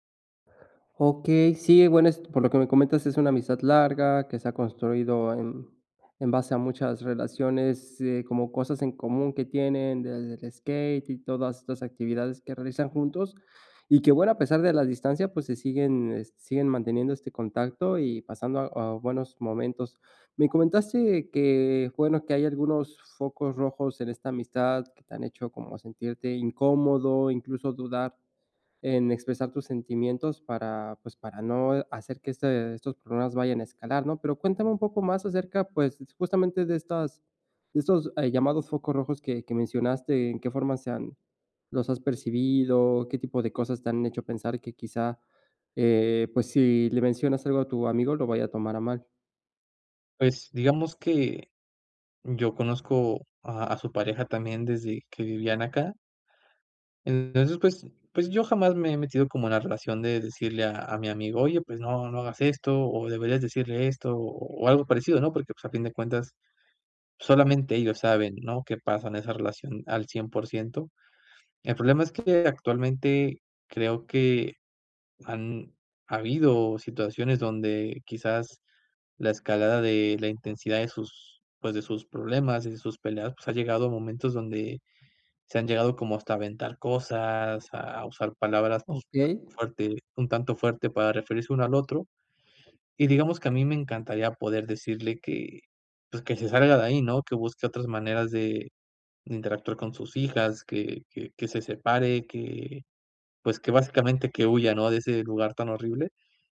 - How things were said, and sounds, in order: none
- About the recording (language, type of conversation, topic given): Spanish, advice, ¿Cómo puedo expresar mis sentimientos con honestidad a mi amigo sin que terminemos peleando?